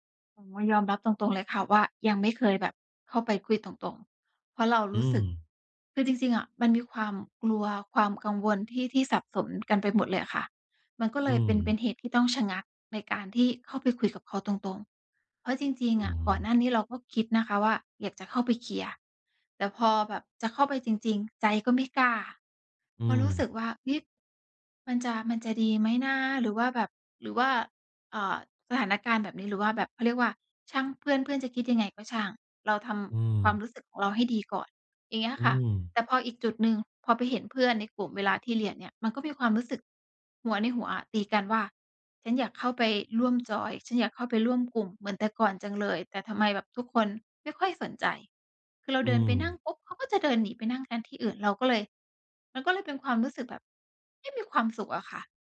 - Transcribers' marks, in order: none
- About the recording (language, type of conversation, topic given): Thai, advice, ฉันควรทำอย่างไรเมื่อรู้สึกโดดเดี่ยวเวลาอยู่ในกลุ่มเพื่อน?